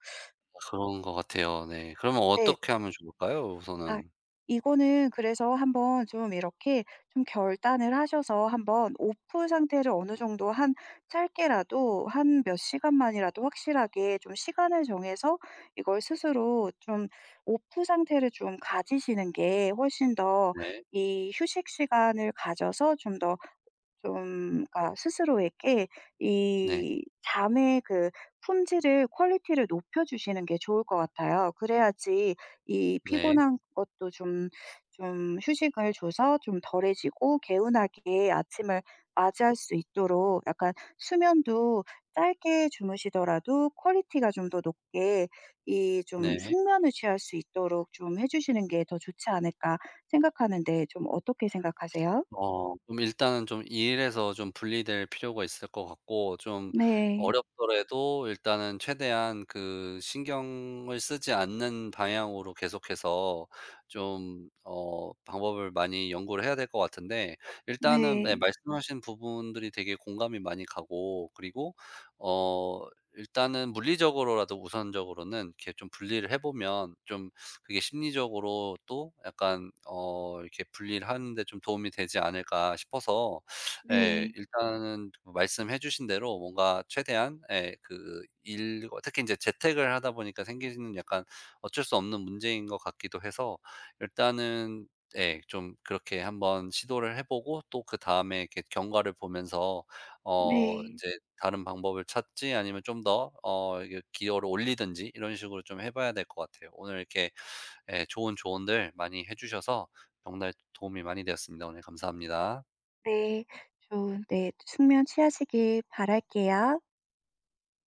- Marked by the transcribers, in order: other background noise; in English: "off"; in English: "off"
- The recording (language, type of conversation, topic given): Korean, advice, 아침마다 피곤하고 개운하지 않은 이유가 무엇인가요?